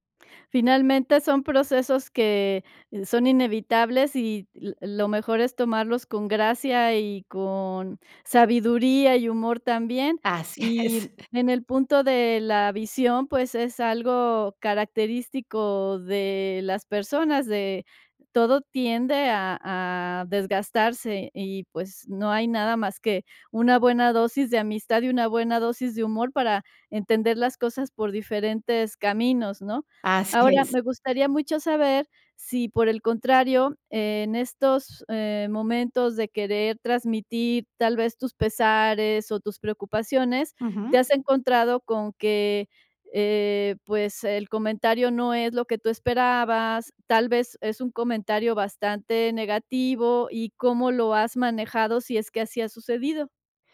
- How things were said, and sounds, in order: laughing while speaking: "es"
- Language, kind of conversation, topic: Spanish, podcast, ¿Qué rol juegan tus amigos y tu familia en tu tranquilidad?